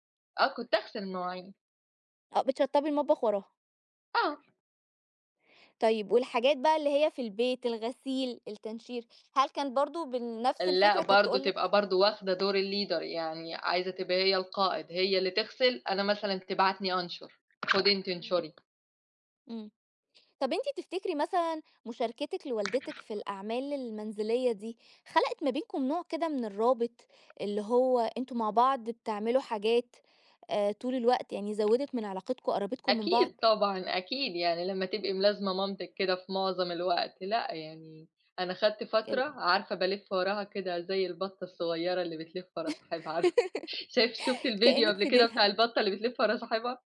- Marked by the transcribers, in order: other background noise; in English: "الleader"; tapping; laughing while speaking: "عارفة"; laugh
- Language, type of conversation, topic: Arabic, podcast, إزّاي بتقسّموا شغل البيت بين اللي عايشين في البيت؟